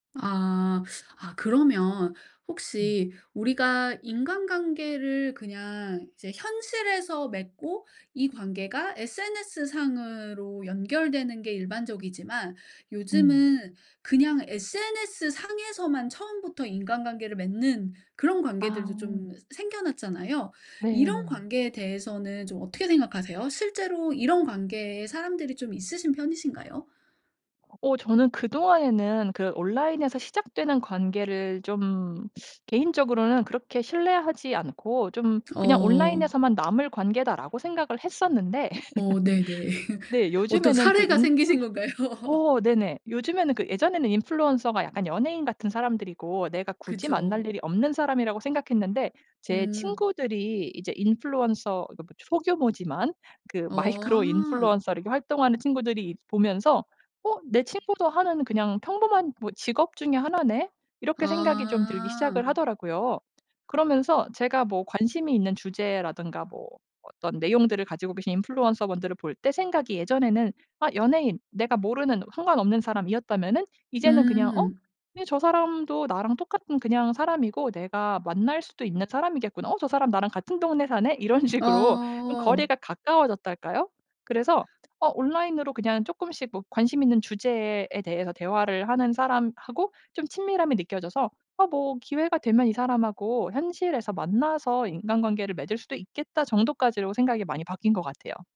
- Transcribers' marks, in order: tapping; laugh; laugh; laughing while speaking: "생기신 건가요?"; other background noise
- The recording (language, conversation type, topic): Korean, podcast, 기술의 발달로 인간관계가 어떻게 달라졌나요?